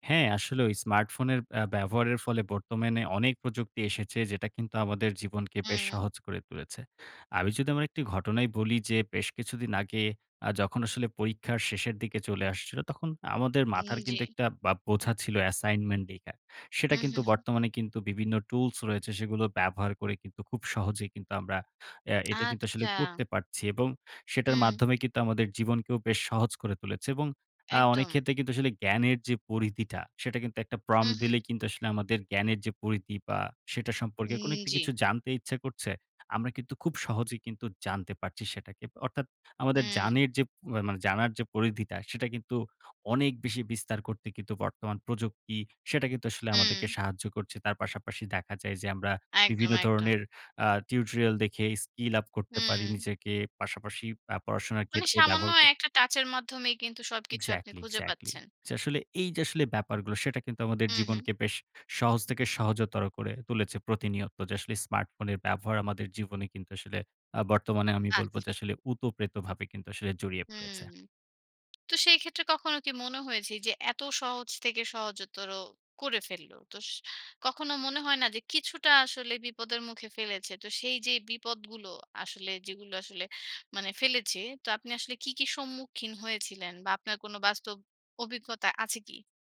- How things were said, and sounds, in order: "বর্তমানে" said as "বর্তমেনে"; "assignment" said as "assignmen"; "লেখা" said as "দীখা"; in English: "prom"; in English: "টিউটোরিয়াল"; in English: "skill up"; in English: "Exactly, exactly!"
- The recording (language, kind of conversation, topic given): Bengali, podcast, তোমার ফোন জীবনকে কীভাবে বদলে দিয়েছে বলো তো?